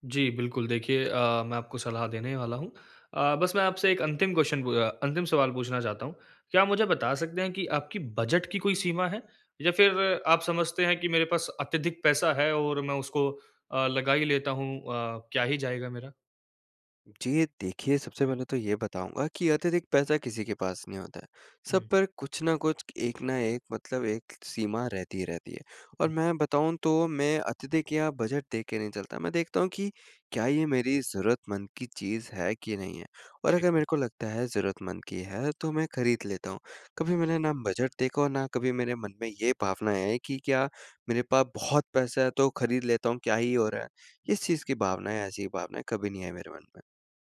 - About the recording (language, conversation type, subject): Hindi, advice, कम चीज़ों में संतोष खोजना
- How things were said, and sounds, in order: in English: "क्वेस्चन"